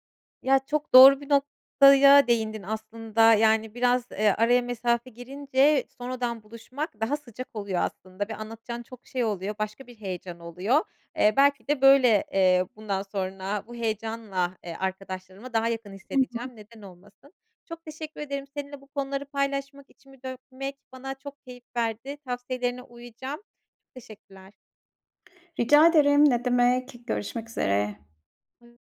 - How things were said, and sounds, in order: other background noise; tapping; other noise
- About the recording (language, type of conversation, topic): Turkish, advice, Taşındıktan sonra yalnızlıkla başa çıkıp yeni arkadaşları nasıl bulabilirim?